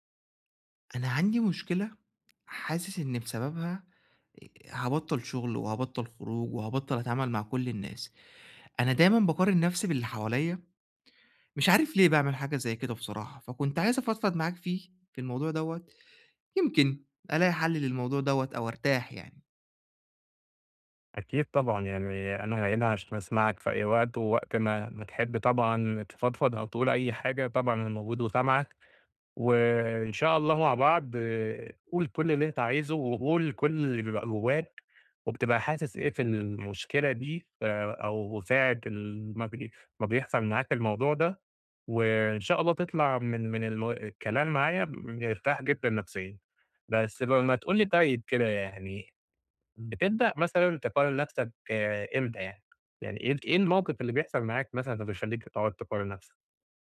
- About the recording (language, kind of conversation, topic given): Arabic, advice, ليه بلاقي نفسي دايمًا بقارن نفسي بالناس وبحس إن ثقتي في نفسي ناقصة؟
- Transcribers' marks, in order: tapping